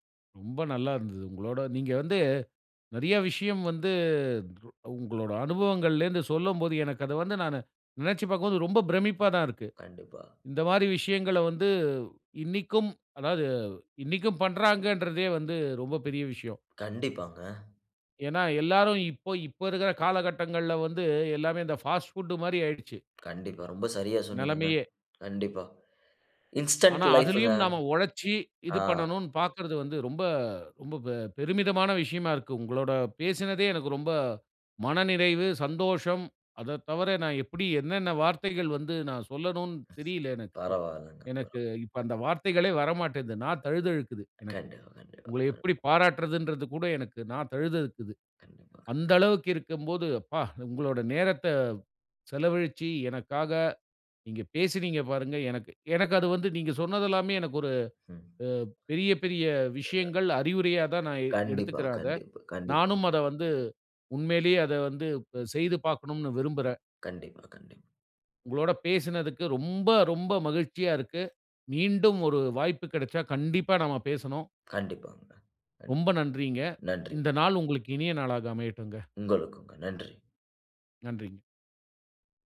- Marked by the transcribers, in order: inhale; in English: "இன்ஸ்டண்ட் லைப்ங்க"; surprised: "ரொம்ப ரொம்ப பெ பெருமிதமான விஷயமா … பேசினீங்க பாருங்க எனக்கு"; other noise; tapping; unintelligible speech
- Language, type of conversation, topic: Tamil, podcast, தன்னம்பிக்கை குறையும்போது நீங்கள் என்ன செய்கிறீர்கள்?